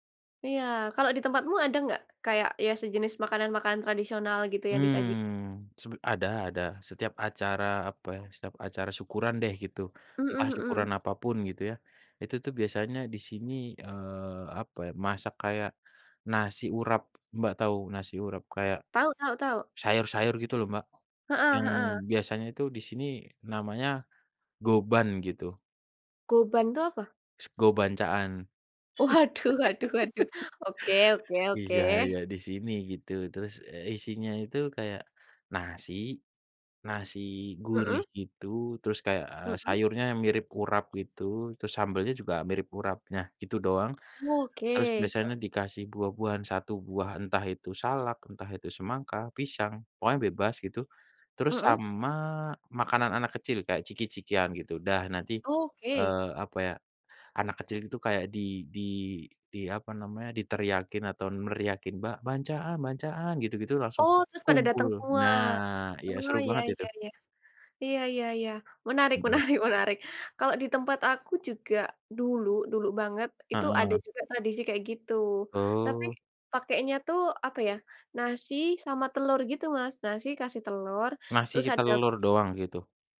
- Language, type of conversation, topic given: Indonesian, unstructured, Bagaimana makanan memengaruhi kenangan masa kecilmu?
- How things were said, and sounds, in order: other background noise; tapping; horn; laughing while speaking: "Waduh waduh waduh"; laugh; laughing while speaking: "menarik"